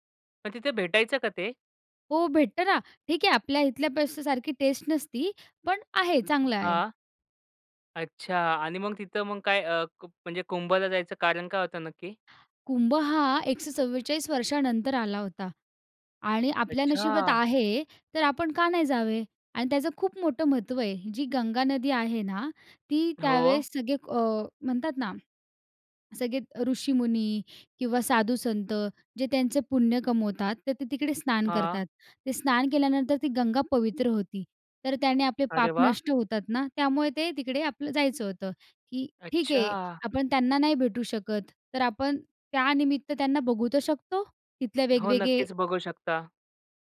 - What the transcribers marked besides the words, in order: other background noise; surprised: "अच्छा"
- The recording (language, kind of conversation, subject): Marathi, podcast, एकत्र प्रवास करतानाच्या आठवणी तुमच्यासाठी का खास असतात?